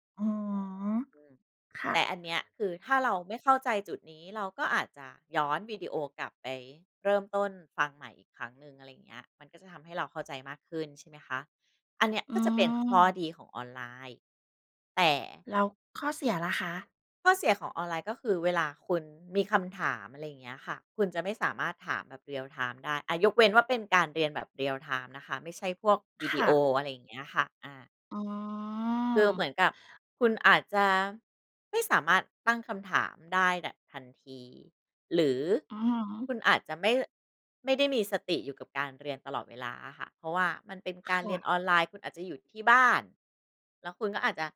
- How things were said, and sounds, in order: none
- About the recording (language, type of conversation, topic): Thai, podcast, การเรียนออนไลน์เปลี่ยนแปลงการศึกษาอย่างไรในมุมมองของคุณ?